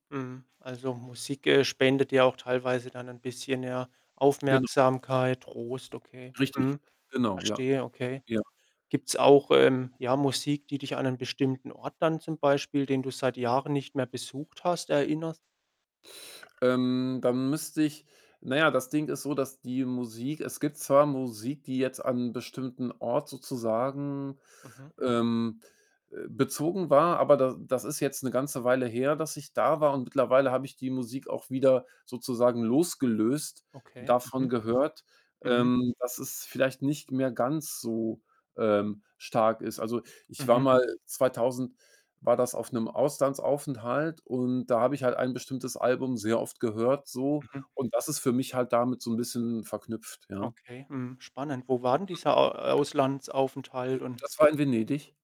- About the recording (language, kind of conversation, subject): German, podcast, Was macht für dich einen Song nostalgisch?
- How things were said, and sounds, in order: static; distorted speech; other background noise; background speech; unintelligible speech